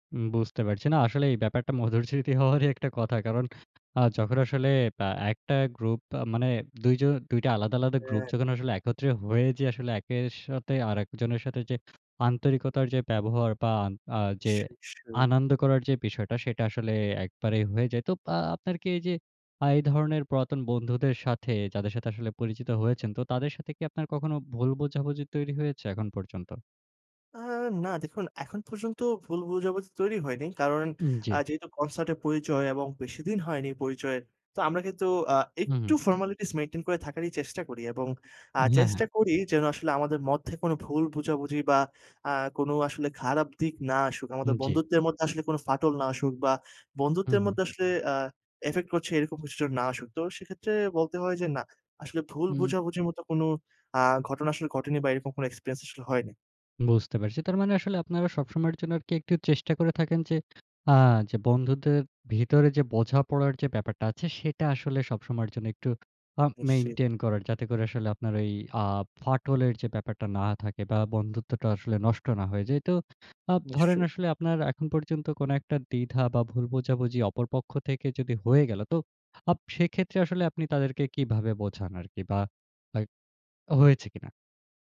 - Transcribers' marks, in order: laughing while speaking: "মধুর স্মৃতি হওয়ারই একটা কথা"; tapping; "নিশ্চয়ই, নিশ্চয়ই" said as "ইশ্চয়ই, ইশ্চয়ই"; in English: "ফরমালিটিস মেইনটেইন"; in English: "ইফেক্ট"; in English: "এক্সপেরিয়েন্স"; in English: "মেইনটেইন"
- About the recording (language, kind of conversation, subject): Bengali, podcast, কনসার্টে কি আপনার নতুন বন্ধু হওয়ার কোনো গল্প আছে?